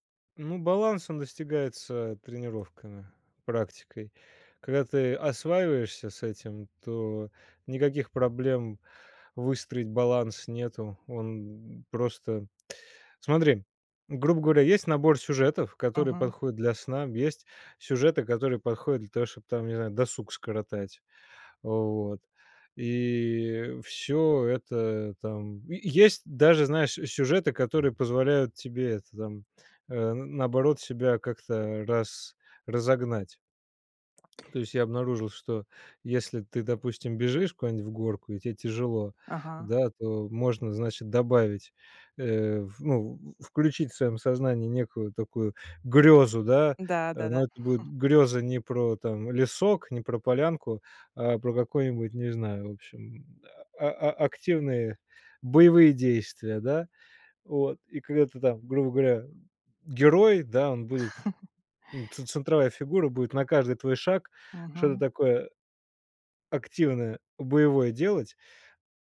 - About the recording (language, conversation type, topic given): Russian, podcast, Какие напитки помогают или мешают тебе спать?
- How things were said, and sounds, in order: other background noise; swallow; chuckle; chuckle